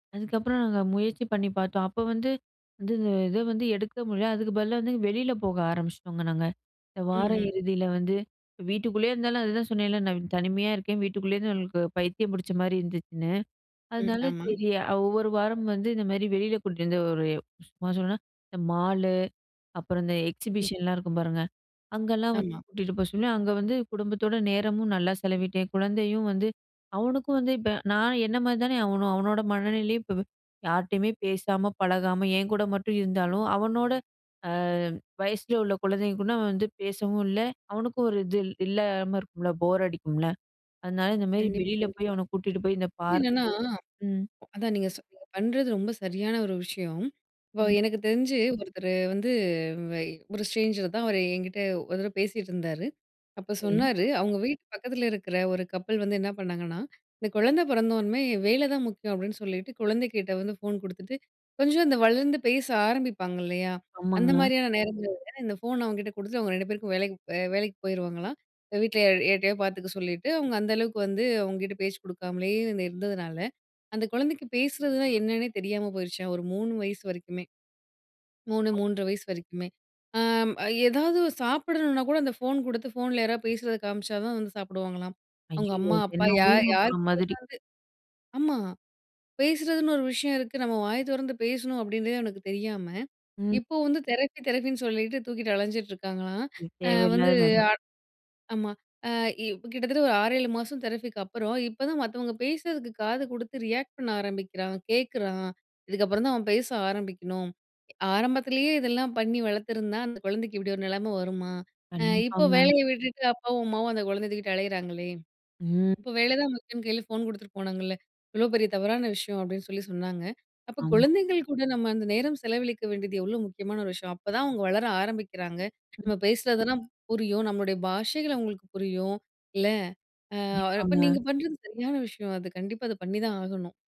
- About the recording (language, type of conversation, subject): Tamil, podcast, குடும்ப நேரத்தில் கைபேசி பயன்பாட்டை எப்படி கட்டுப்படுத்துவீர்கள்?
- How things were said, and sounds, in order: unintelligible speech; in English: "எக்ஸிபிஷன்லாம்"; in English: "ஸ்ட்ரேஞ்சர்"; other noise; "அப்பிடின்றதே" said as "அப்டின்னே"